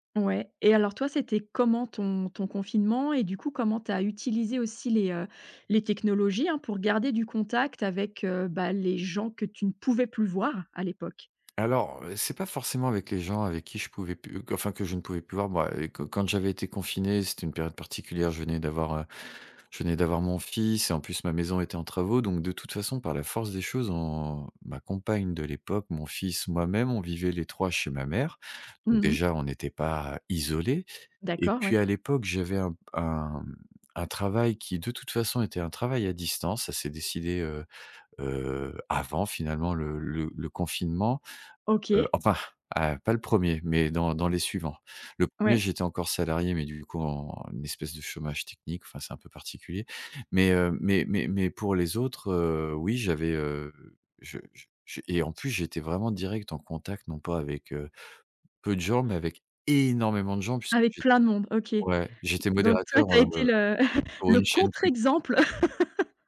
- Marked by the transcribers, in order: stressed: "isolés"; stressed: "énormément"; chuckle; laugh
- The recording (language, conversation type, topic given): French, podcast, Comment la technologie change-t-elle tes relations, selon toi ?